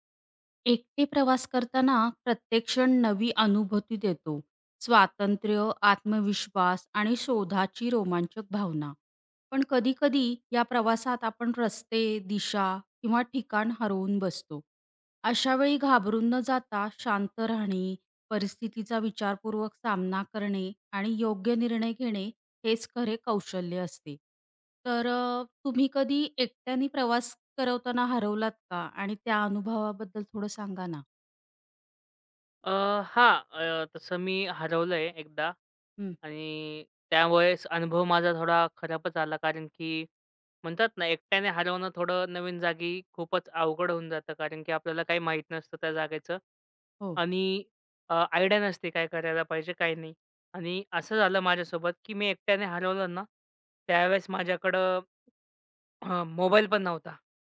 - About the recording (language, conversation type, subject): Marathi, podcast, एकट्याने प्रवास करताना वाट चुकली तर तुम्ही काय करता?
- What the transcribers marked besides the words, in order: other background noise; tapping; in English: "आयडिया"